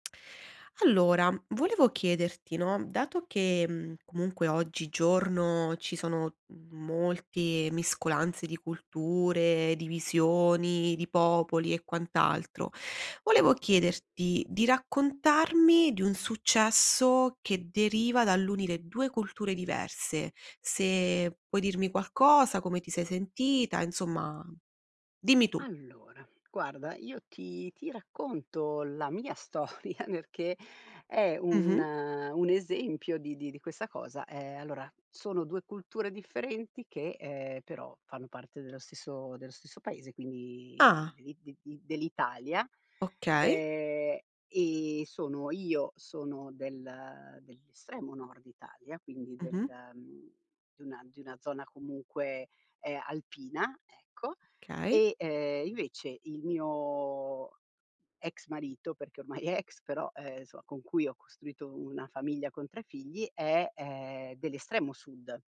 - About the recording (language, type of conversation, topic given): Italian, podcast, Qual è un successo che hai ottenuto grazie all’unione di due culture diverse?
- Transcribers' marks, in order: other background noise; laughing while speaking: "storia"; "perché" said as "nerché"; "questa" said as "quessa"; laughing while speaking: "è ex"; "insomma" said as "insoma"